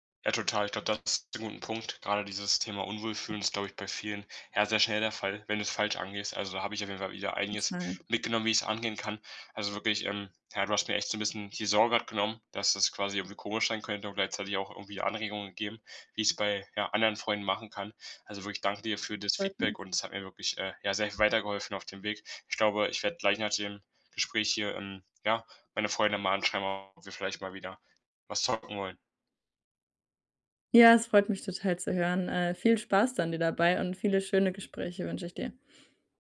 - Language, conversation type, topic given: German, advice, Wie kann ich oberflächlichen Smalltalk vermeiden, wenn ich mir tiefere Gespräche wünsche?
- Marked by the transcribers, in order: unintelligible speech; other background noise